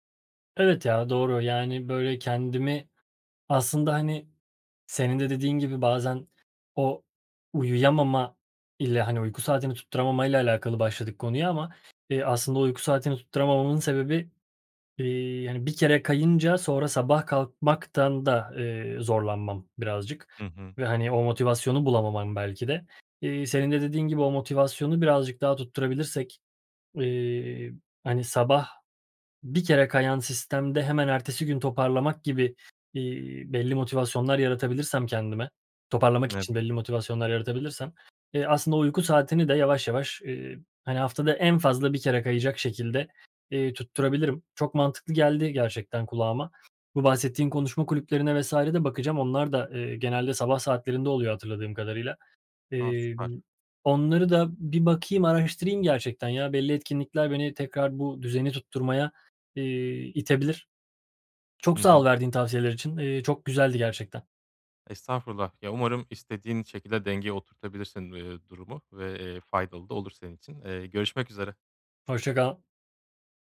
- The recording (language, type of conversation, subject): Turkish, advice, Uyku saatimi düzenli hale getiremiyorum; ne yapabilirim?
- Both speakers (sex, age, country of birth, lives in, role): male, 30-34, Turkey, Sweden, user; male, 35-39, Turkey, Germany, advisor
- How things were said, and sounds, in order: unintelligible speech; other background noise